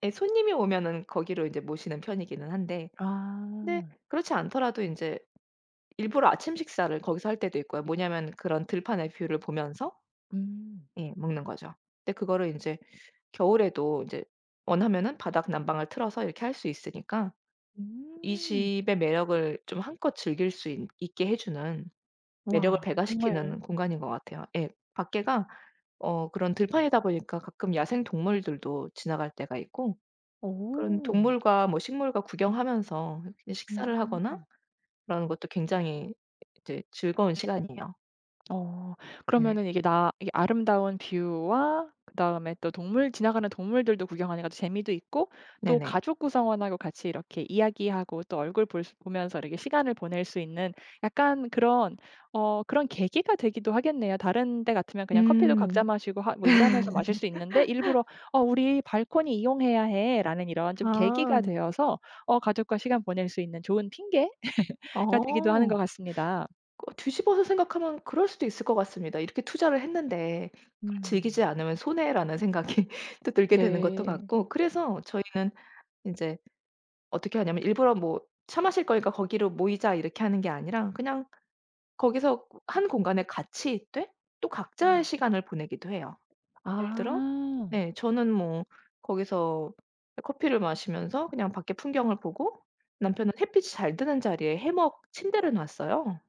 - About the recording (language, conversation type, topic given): Korean, podcast, 집에서 가장 편안한 공간은 어디인가요?
- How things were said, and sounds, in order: tapping; other background noise; laugh; laugh; laughing while speaking: "생각이"